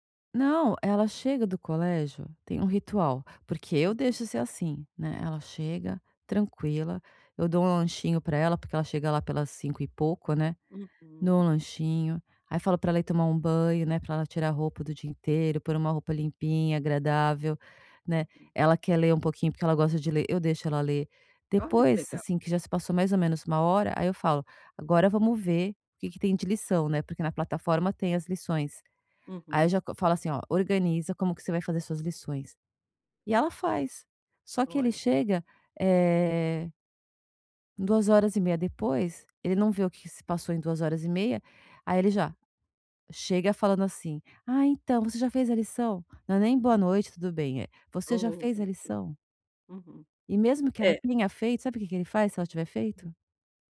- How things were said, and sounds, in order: unintelligible speech
- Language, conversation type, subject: Portuguese, advice, Como posso manter minhas convicções quando estou sob pressão do grupo?